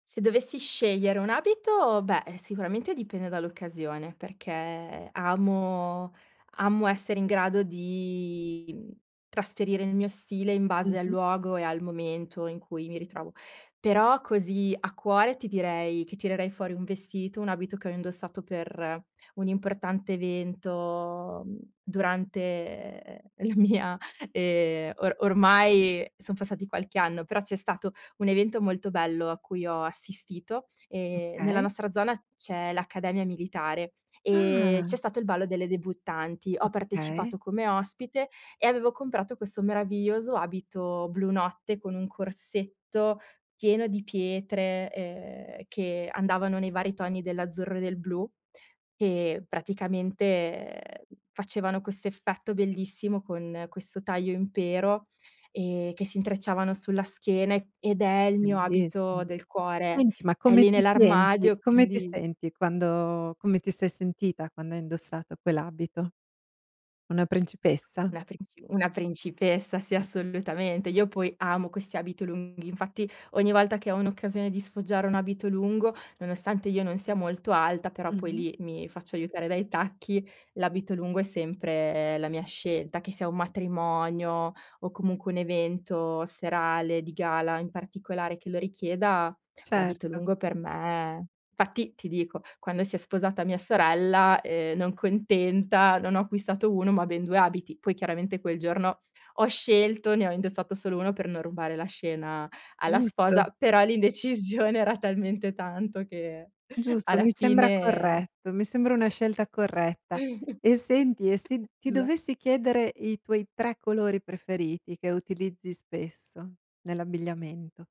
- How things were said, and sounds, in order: other background noise; laughing while speaking: "mia"; drawn out: "Ah!"; tapping; laughing while speaking: "l'indecisione"; chuckle
- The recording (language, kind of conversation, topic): Italian, podcast, Come descriveresti il tuo stile personale oggi?